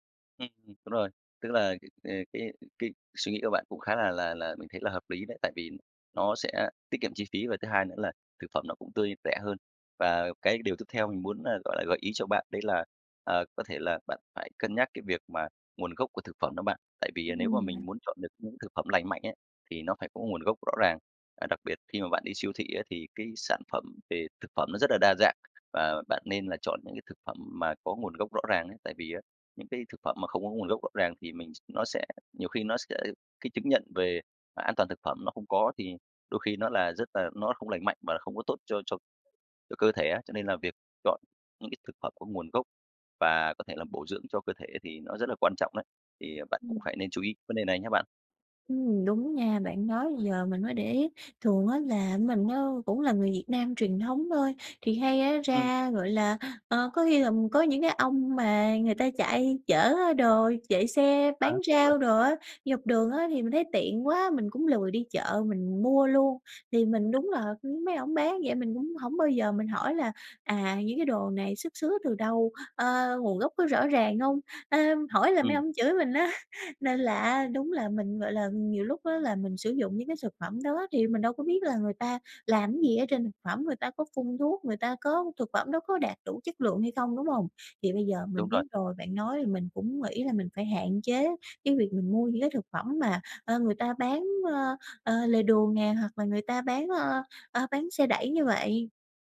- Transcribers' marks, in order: tapping; laughing while speaking: "á"
- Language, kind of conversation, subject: Vietnamese, advice, Làm sao để mua thực phẩm lành mạnh mà vẫn tiết kiệm chi phí?